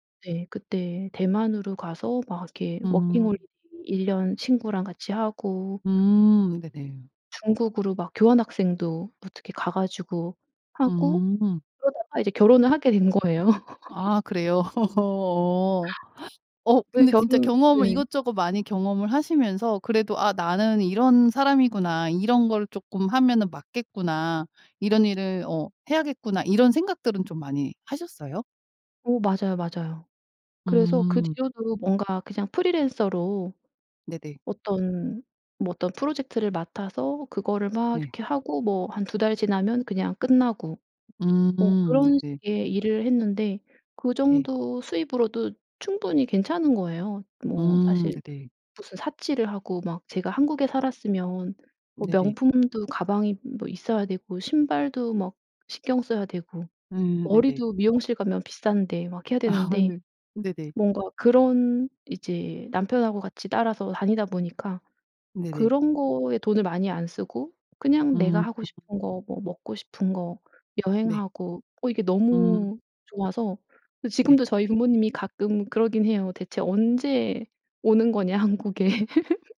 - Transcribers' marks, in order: tapping; laugh; laughing while speaking: "어"; laugh; laughing while speaking: "아 네"; laugh
- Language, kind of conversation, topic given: Korean, podcast, 가족이 원하는 직업과 내가 하고 싶은 일이 다를 때 어떻게 해야 할까?